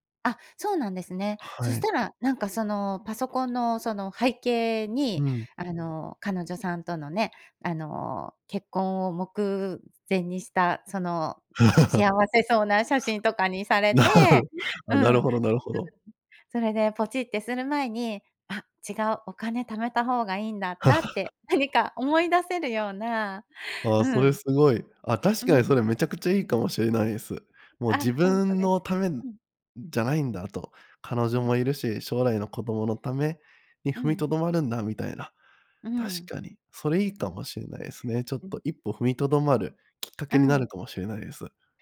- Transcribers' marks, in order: laugh; laughing while speaking: "なる"; laugh
- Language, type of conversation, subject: Japanese, advice, 衝動買いを繰り返して貯金できない習慣をどう改善すればよいですか？